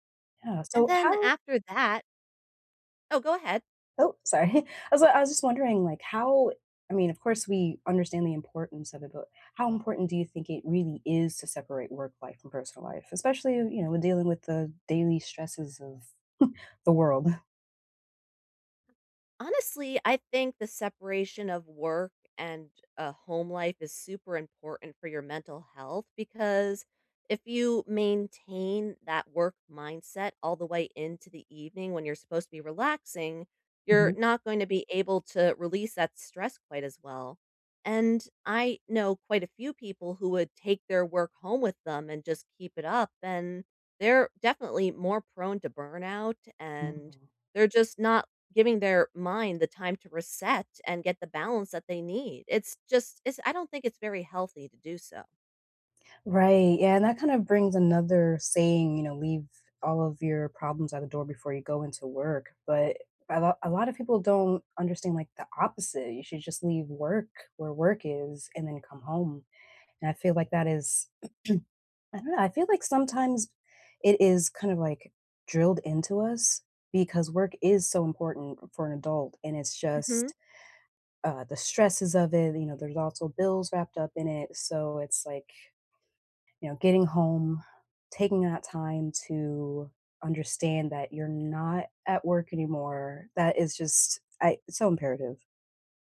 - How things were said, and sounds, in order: laughing while speaking: "sorry"; chuckle; tapping; throat clearing; other background noise
- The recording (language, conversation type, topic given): English, unstructured, What’s the best way to handle stress after work?
- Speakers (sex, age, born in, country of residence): female, 35-39, United States, United States; female, 40-44, United States, United States